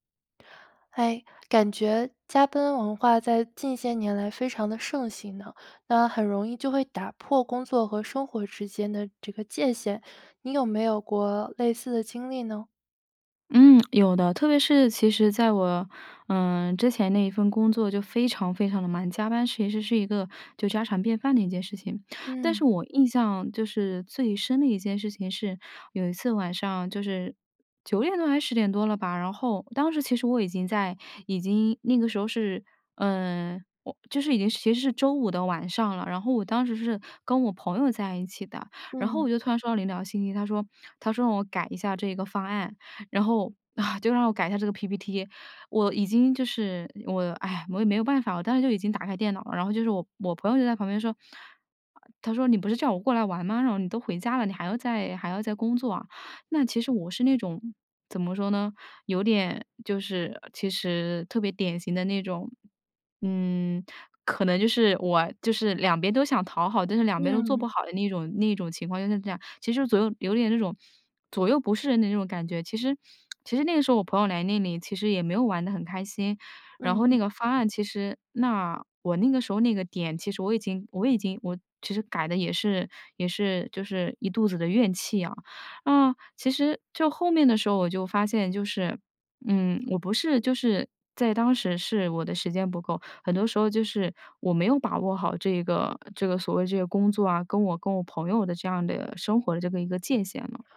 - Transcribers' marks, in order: tapping; sigh
- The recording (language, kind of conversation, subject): Chinese, podcast, 如何在工作和生活之间划清并保持界限？